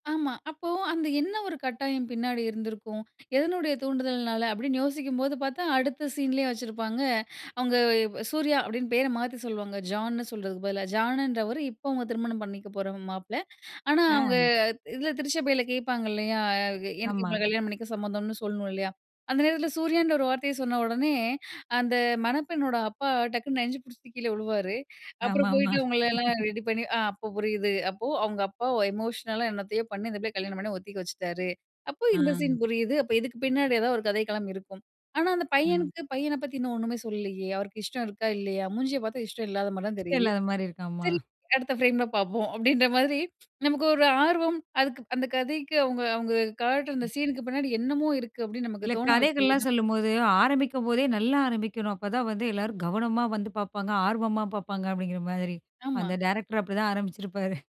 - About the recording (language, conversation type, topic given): Tamil, podcast, உங்களுக்கு பிடித்த ஒரு திரைப்படப் பார்வை அனுபவத்தைப் பகிர முடியுமா?
- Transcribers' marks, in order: in English: "சீன்லயே"; laugh; in English: "எமோஷனலா"; "ஒத்துக்க" said as "ஒத்திக்க"; in English: "சீன்"; in English: "ஃப்ரேம்ல"; in English: "சீனுக்கு"; in English: "டைரக்ட்ரு"